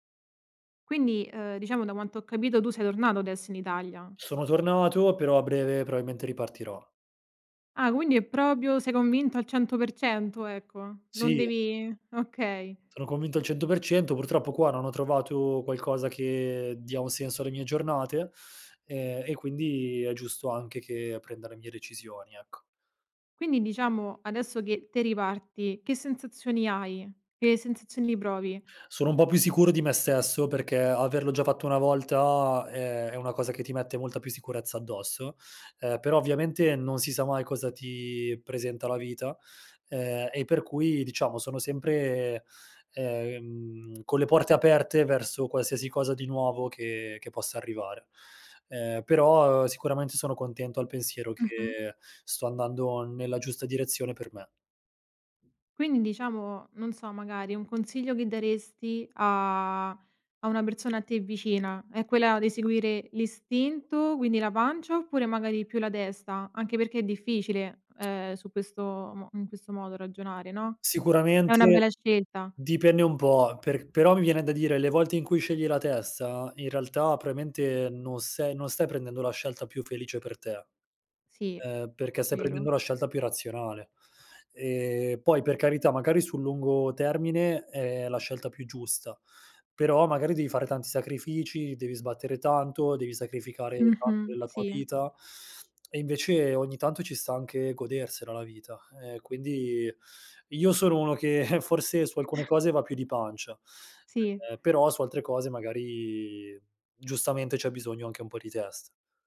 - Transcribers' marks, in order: "probabilmente" said as "proailmente"; "proprio" said as "propio"; "probabilmente" said as "proailmente"; chuckle; laughing while speaking: "forse"; chuckle
- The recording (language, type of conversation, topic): Italian, podcast, Raccontami di una volta in cui hai seguito il tuo istinto: perché hai deciso di fidarti di quella sensazione?